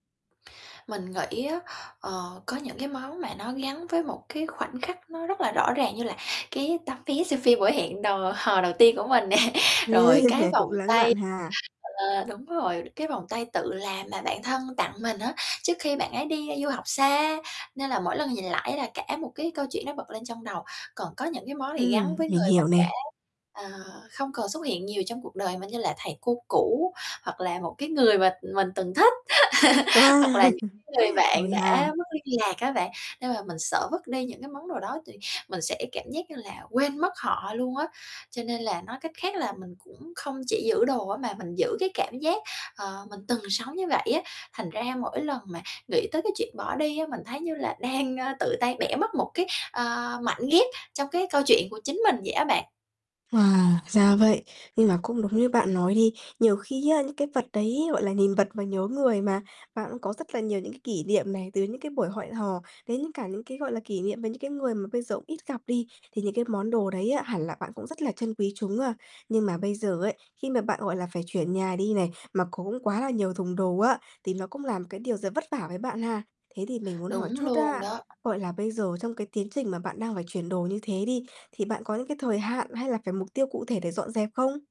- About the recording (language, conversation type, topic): Vietnamese, advice, Làm sao để chọn những món đồ kỷ niệm nên giữ và buông bỏ phần còn lại?
- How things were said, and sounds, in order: tapping; laughing while speaking: "nè"; chuckle; distorted speech; laugh; chuckle; "hẹn" said as "hoẹn"